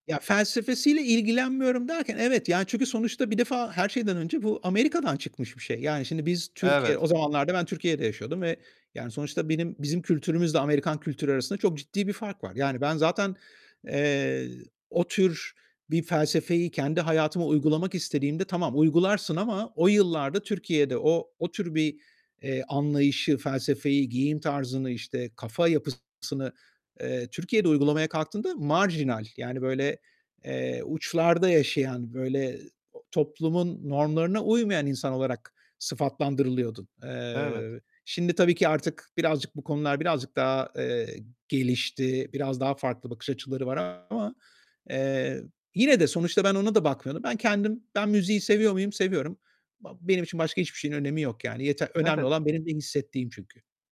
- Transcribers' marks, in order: other background noise; distorted speech; stressed: "marjinal"
- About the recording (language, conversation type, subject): Turkish, podcast, İlk kez müziği nasıl keşfettin, hatırlıyor musun?